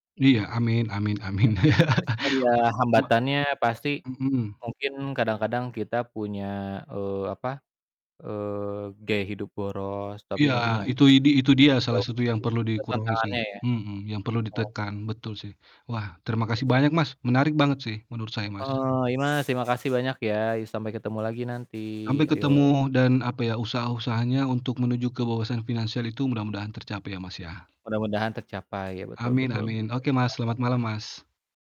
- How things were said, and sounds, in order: other background noise; distorted speech; chuckle; tapping; unintelligible speech
- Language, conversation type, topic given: Indonesian, unstructured, Apa arti kebebasan finansial bagi kamu?